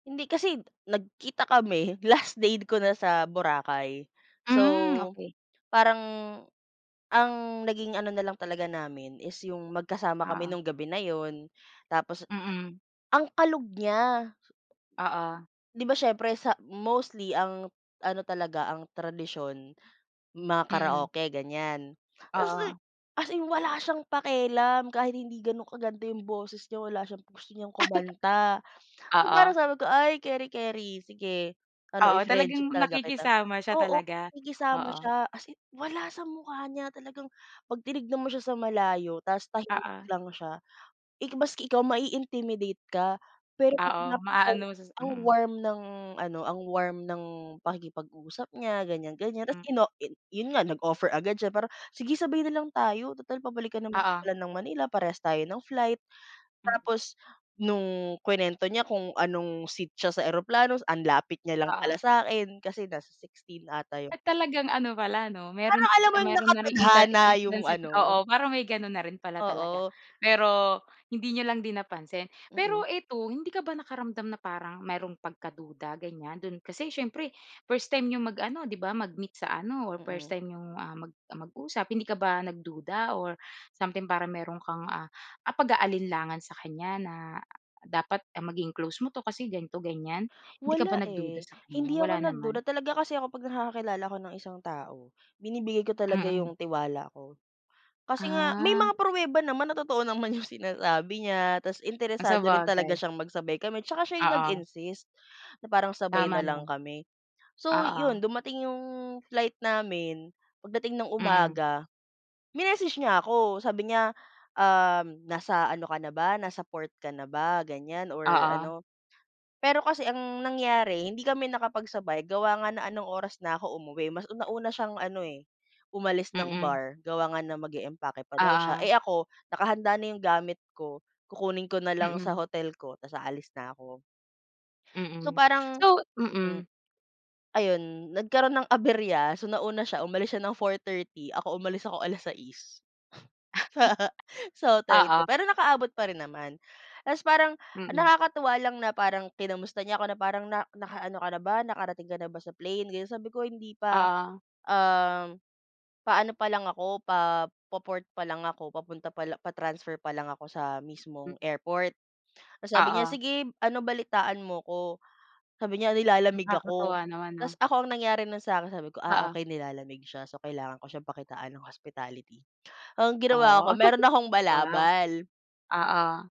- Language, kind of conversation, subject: Filipino, podcast, Saan kayo unang nagkakilala ng pinakamatalik mong kaibigang nakasama sa biyahe, at paano nangyari iyon?
- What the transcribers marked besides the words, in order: laughing while speaking: "kami, last dayd"; "day" said as "dayd"; chuckle; joyful: "naman yung sinasabi niya"; laughing while speaking: "sa sa hotel ko"; chuckle; chuckle